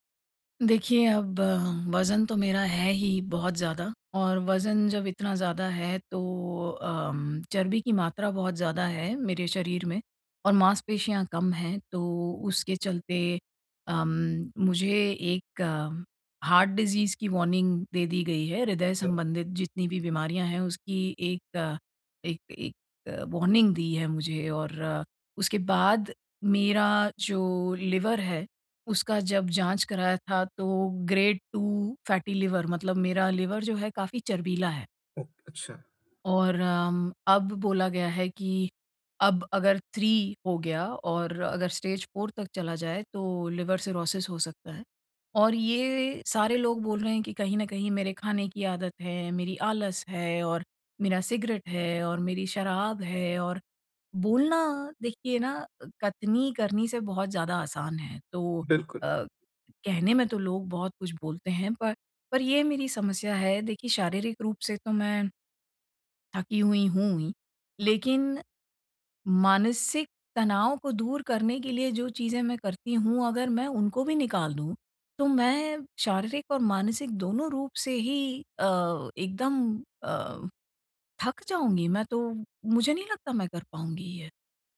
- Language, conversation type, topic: Hindi, advice, पुरानी आदतों को धीरे-धीरे बदलकर नई आदतें कैसे बना सकता/सकती हूँ?
- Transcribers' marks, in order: in English: "हार्ट डिज़ीज़"; in English: "वॉर्निंग"; other background noise; in English: "वॉर्निंग"; in English: "ग्रेड 2 फैटी"; in English: "स्टेज फोर"; in English: "सिरोसिस"